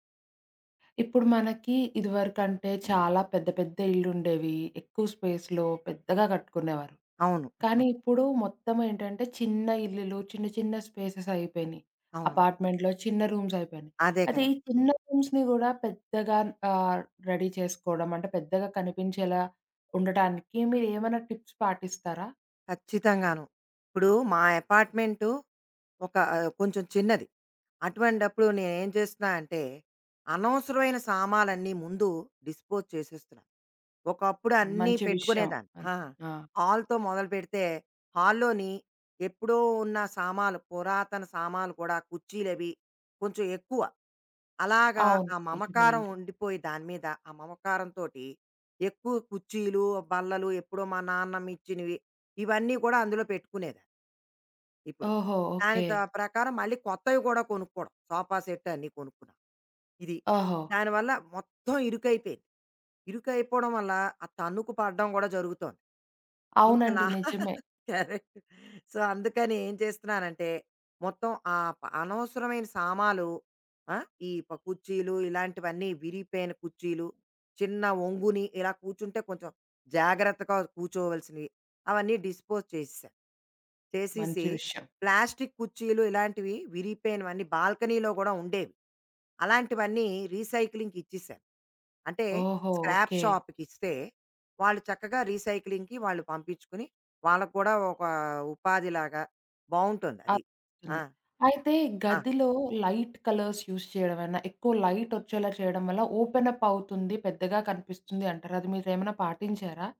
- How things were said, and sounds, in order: in English: "స్పేస్‌లో"; in English: "స్పేసెస్"; in English: "అపార్ట్‌మెంట్‌లో"; in English: "రూమ్స్"; in English: "రూమ్స్‌ని"; in English: "రెడీ"; in English: "టిప్స్"; in English: "డిస్‌పోజ్"; in English: "హాల్‌తో"; in English: "హాల్‌లోని"; chuckle; in English: "కరెక్ట్. సో"; in English: "డిస్‌పోజ్"; in English: "బాల్కనీలో"; in English: "రీసైక్లింగ్‌కి"; in English: "స్క్రాప్"; in English: "రీసైక్లింగ్‌కి"; in English: "లైట్ కలర్స్ యూజ్"; in English: "ఓపెన్ అప్"
- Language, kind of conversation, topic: Telugu, podcast, ఒక చిన్న గదిని పెద్దదిగా కనిపించేలా చేయడానికి మీరు ఏ చిట్కాలు పాటిస్తారు?